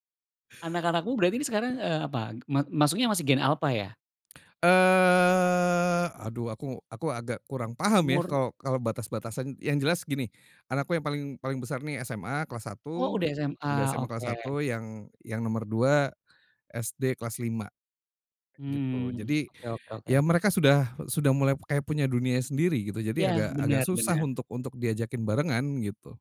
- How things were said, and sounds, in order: drawn out: "Eee"
- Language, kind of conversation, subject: Indonesian, podcast, Apa kebiasaan kecil yang membuat rumah terasa hangat?